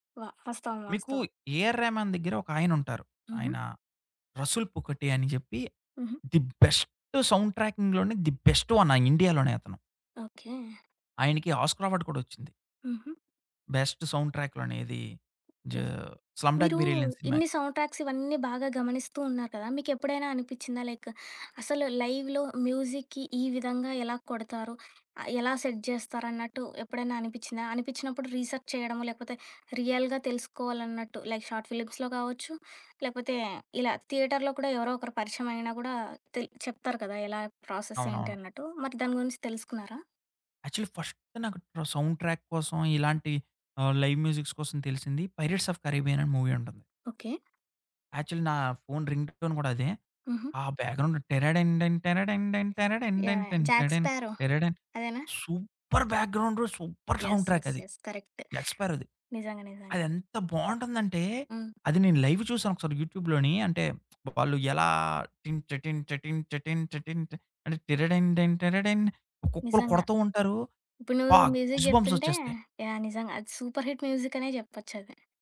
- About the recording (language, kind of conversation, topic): Telugu, podcast, సౌండ్‌ట్రాక్ ఒక సినిమాకు ఎంత ప్రభావం చూపుతుంది?
- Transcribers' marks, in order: "వాస్తవం" said as "వస్తవం"; other background noise; in English: "ది బెస్ట్ సౌండ్ ట్రాకింగ్‌లోనే ది బెస్ట్ వన్"; stressed: "బెస్ట్"; tapping; in English: "సౌండ్‌ట్రాక్స్"; in English: "లైక్"; in English: "లైవ్‌లో మ్యూజిక్‌కి"; in English: "సెట్"; in English: "రీసెర్చ్"; in English: "రియల్‌గా"; in English: "లైక్ షార్ట్ ఫిలిమ్స్‌లో"; in English: "థియేటర్‌లో"; in English: "ప్రాసెస్"; in English: "యాక్చువల్లీ ఫస్ట్"; in English: "సౌండ్ ట్రాక్"; in English: "లైవ్ మ్యూజిక్స్"; in English: "మూవీ"; in English: "యాక్చువలీ"; in English: "రింగ్ టోన్"; in English: "బ్యాక్‌గ్రౌండ్"; in English: "సూపర్ బ్యాక్‌గ్రౌండ్, సూపర్ సౌండ్ ట్రాక్"; in English: "యెస్. యెస్. యెస్. కరెక్ట్"; in English: "లైవ్"; in English: "యూట్యూబ్‌లోని"; lip smack; in English: "గూస్‌బంప్స్"; in English: "మ్యూజిక్"; in English: "సూపర్ హిట్"